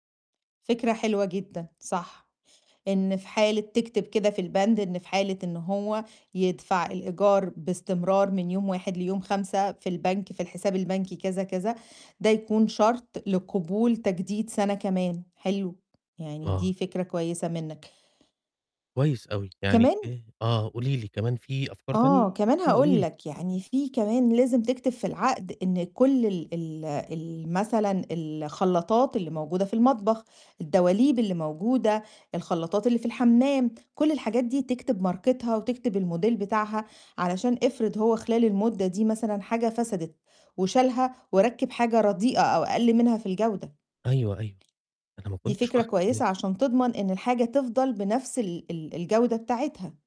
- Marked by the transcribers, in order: tapping; distorted speech; in English: "الموديل"
- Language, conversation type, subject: Arabic, advice, إزاي بتتفاوض على شروط العقد قبل ما تمضي عليه؟